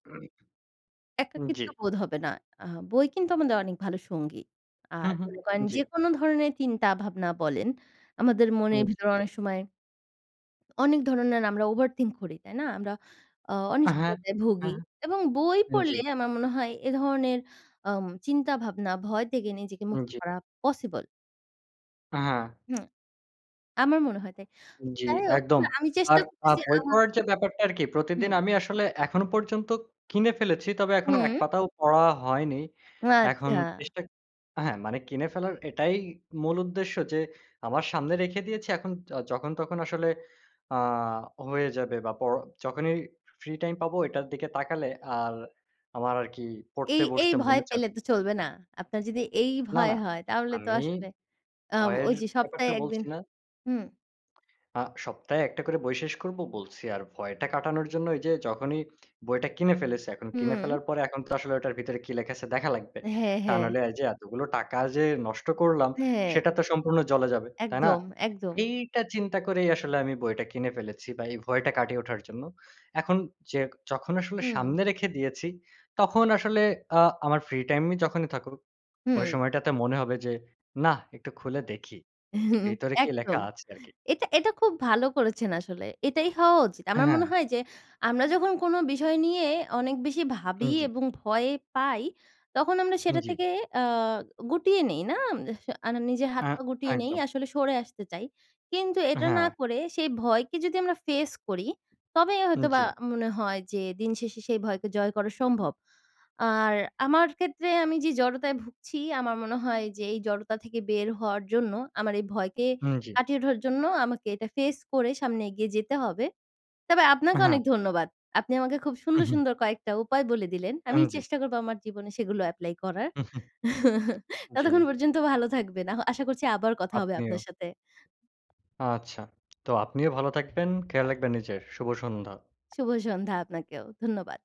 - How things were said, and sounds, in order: other background noise; in English: "ফেস"; in English: "ফেস"; in English: "এপ্লাই"; chuckle; laugh; horn
- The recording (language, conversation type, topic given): Bengali, unstructured, তোমার লক্ষ্য হারিয়ে যাবে বলে তুমি কি কখনও ভয় পেয়েছ?